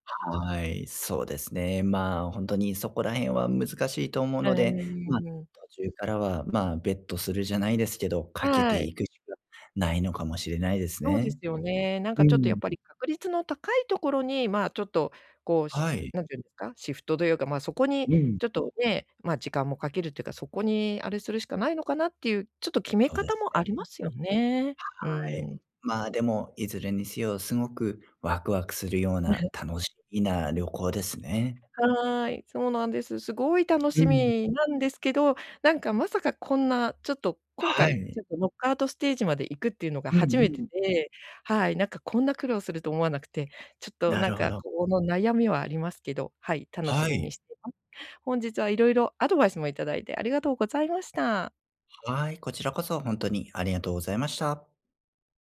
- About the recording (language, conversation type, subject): Japanese, advice, 旅行の予定が急に変わったとき、どう対応すればよいですか？
- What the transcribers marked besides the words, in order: chuckle